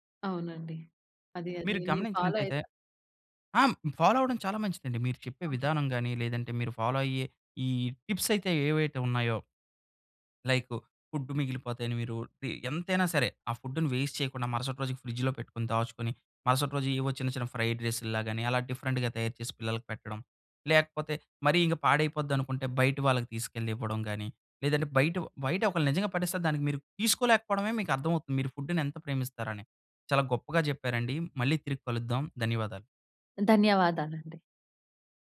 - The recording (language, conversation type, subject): Telugu, podcast, మిగిలిన ఆహారాన్ని మీరు ఎలా ఉపయోగిస్తారు?
- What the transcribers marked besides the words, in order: in English: "ఫాలో"; in English: "ఫాలో"; in English: "ఫాలో"; in English: "ఫుడ్"; in English: "ఫుడ్‌ని వేస్ట్"; in English: "ఫ్రిడ్జ్‌లో"; in English: "డిఫరెంట్‌గా"; in English: "ఫుడ్‌ని"